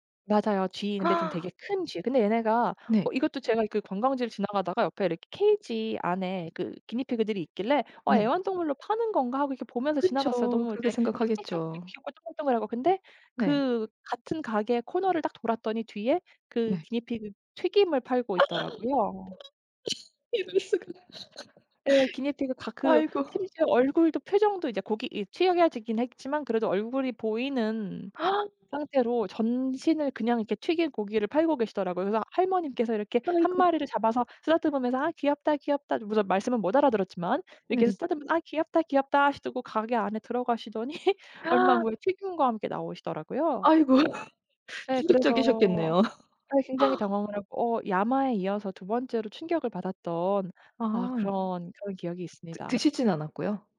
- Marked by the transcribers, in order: gasp; tapping; other background noise; gasp; laugh; laughing while speaking: "이럴 수가"; laugh; gasp; laughing while speaking: "들어가시더니"; gasp; laugh; laugh
- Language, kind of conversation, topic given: Korean, podcast, 여행지에서 먹어본 인상적인 음식은 무엇인가요?